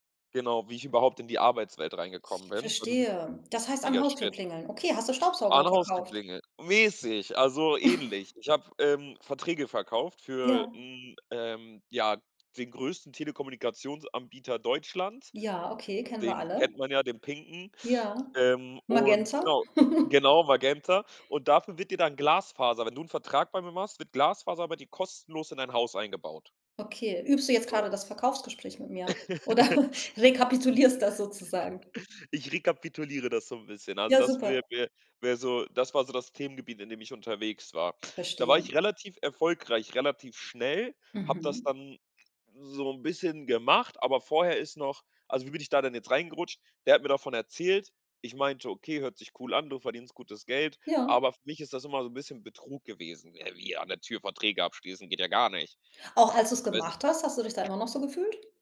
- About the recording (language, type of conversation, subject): German, podcast, Wie bist du zu deinem Beruf gekommen?
- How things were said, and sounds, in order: unintelligible speech; stressed: "Mäßig"; laugh; laugh; laugh; chuckle; laughing while speaking: "rekapitulierst das sozusagen?"; put-on voice: "Ja wie? An der Tür Verträge abschließen? Geht ja gar nicht!"; other background noise